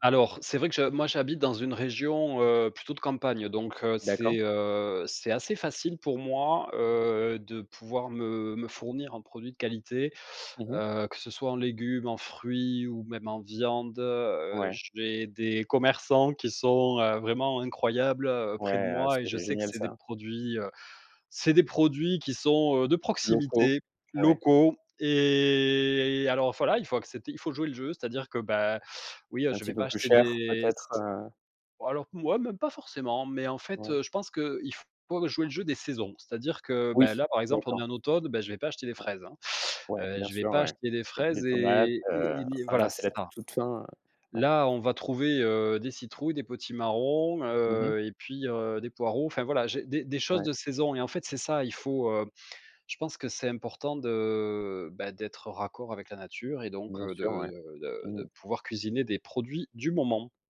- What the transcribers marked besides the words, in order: drawn out: "et"; tapping
- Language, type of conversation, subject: French, podcast, Quel rôle jouent les repas dans ta famille ?